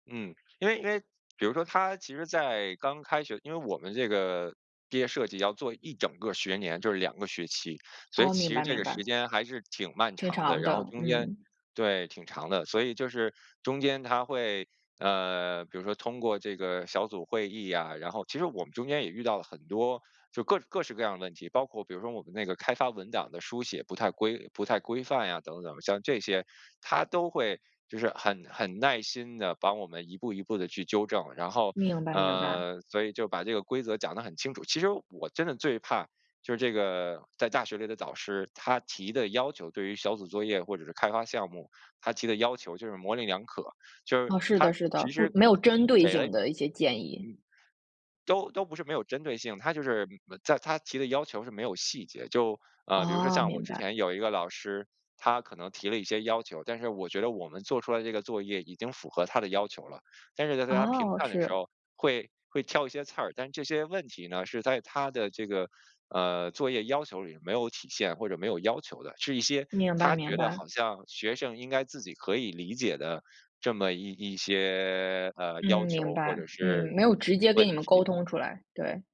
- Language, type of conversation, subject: Chinese, podcast, 你印象最深的导师是谁？
- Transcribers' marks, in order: "模棱两可" said as "模菱两可"